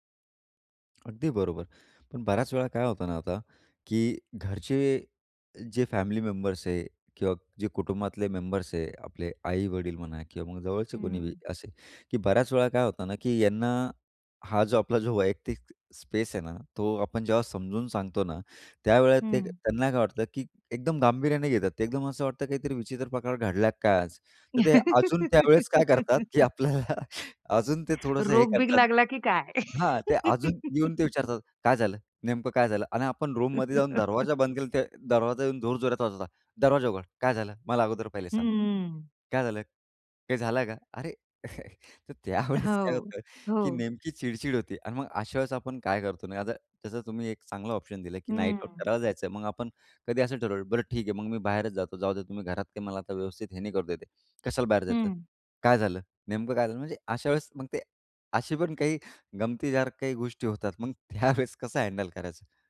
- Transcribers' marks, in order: other background noise; in English: "स्पेस"; tapping; laugh; laughing while speaking: "की आपल्याला"; laugh; in English: "रूममध्ये"; laugh; chuckle; laughing while speaking: "तर त्यावेळेस काय होतं"; laughing while speaking: "मग त्यावेळेस कसं"; in English: "हँडल"
- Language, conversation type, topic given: Marathi, podcast, घरात वैयक्तिक अवकाश कसा राखता?